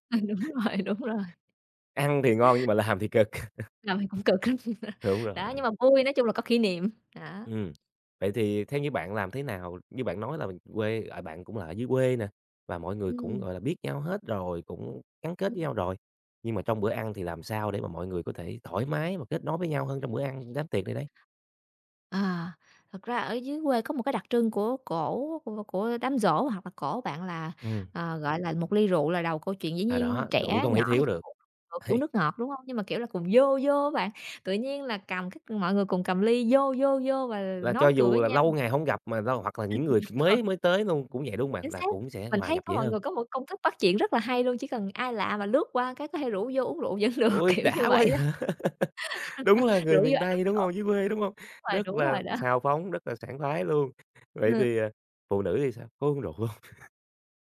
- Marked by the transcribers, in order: laughing while speaking: "đúng rồi, đúng rồi"; laughing while speaking: "cực"; laugh; laughing while speaking: "cũng cực lắm"; laugh; tapping; other background noise; unintelligible speech; laugh; unintelligible speech; laughing while speaking: "vậy?"; laugh; laughing while speaking: "vẫn được, kiểu"; laugh; laughing while speaking: "hông?"
- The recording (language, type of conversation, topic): Vietnamese, podcast, Làm sao để bày một mâm cỗ vừa đẹp mắt vừa ấm cúng, bạn có gợi ý gì không?